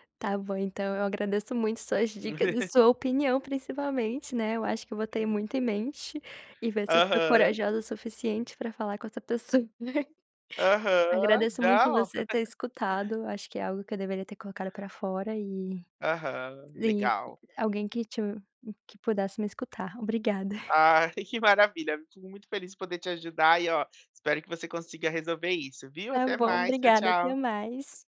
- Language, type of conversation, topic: Portuguese, advice, Como posso falar com meu parceiro sem evitar conversas difíceis que acabam magoando a relação?
- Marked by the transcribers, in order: laugh; chuckle; laugh; tapping; other background noise; chuckle